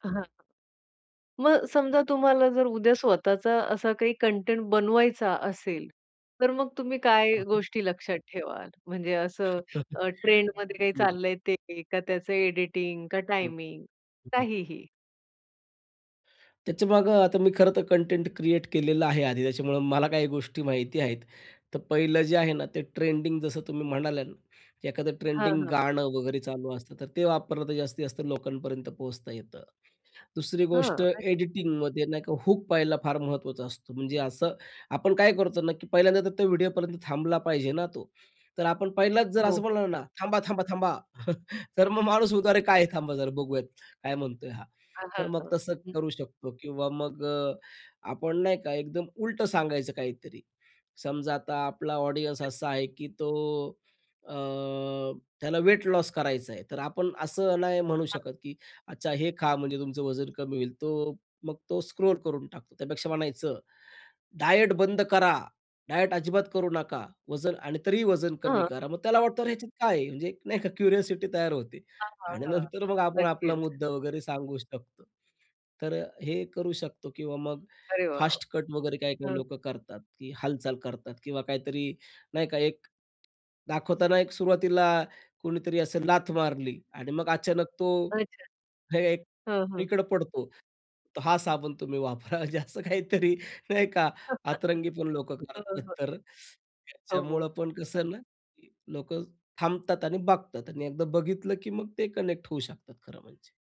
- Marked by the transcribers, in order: tapping; chuckle; laughing while speaking: "मला काही"; unintelligible speech; chuckle; laughing while speaking: "तर मग माणूस"; other background noise; in English: "ऑडियन्स"; in English: "व्हेट लॉस"; in English: "स्क्रोल"; in English: "डायट"; in English: "डायट"; laughing while speaking: "एक नाही का"; in English: "क्युरिओसिटी"; laughing while speaking: "नंतर मग"; laughing while speaking: "म्हणजे असं काहीतरी नाही का"; chuckle; in English: "कनेक्ट"
- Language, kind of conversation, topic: Marathi, podcast, लहान स्वरूपाच्या व्हिडिओंनी लक्ष वेधलं का तुला?